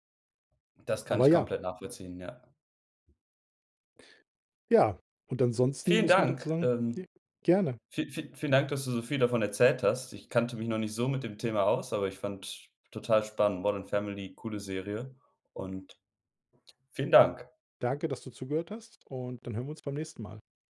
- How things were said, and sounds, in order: other background noise; other noise
- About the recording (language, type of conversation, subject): German, podcast, Welche Serie hast du komplett verschlungen?